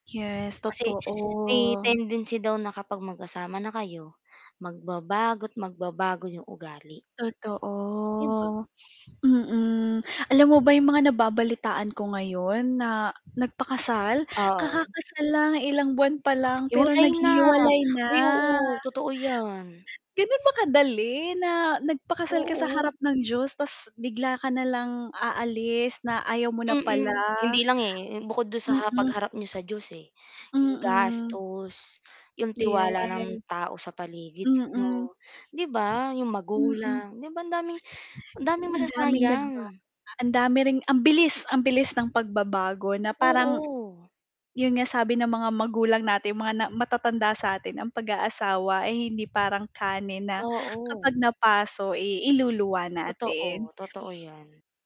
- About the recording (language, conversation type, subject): Filipino, unstructured, Ano ang mga palatandaan na handa ka na sa isang seryosong relasyon at paano mo pinananatiling masaya ito araw-araw?
- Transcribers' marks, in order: static; other background noise; distorted speech; mechanical hum; tapping